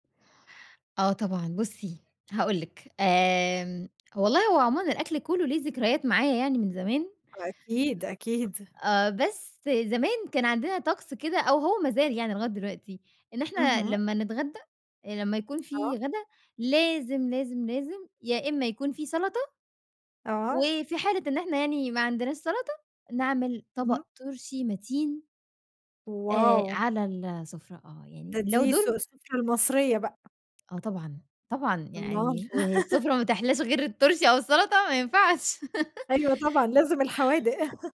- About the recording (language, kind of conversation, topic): Arabic, podcast, إيه أكتر أكلة من زمان بتفكّرك بذكرى لحد دلوقتي؟
- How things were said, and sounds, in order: in English: "Wow"; tapping; laugh; laugh; chuckle